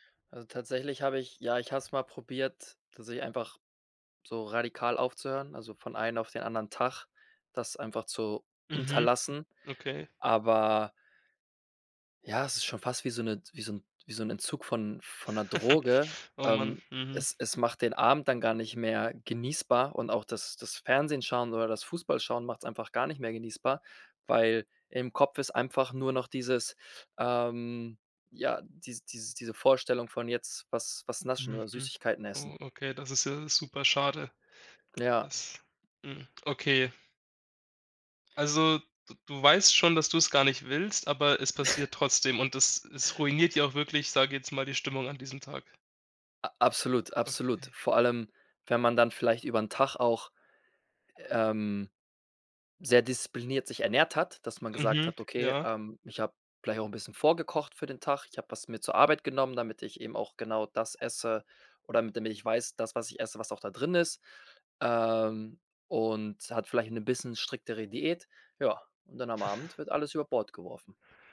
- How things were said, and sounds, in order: chuckle; tapping; snort; other background noise; chuckle
- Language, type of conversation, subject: German, advice, Wie kann ich verhindern, dass ich abends ständig zu viel nasche und die Kontrolle verliere?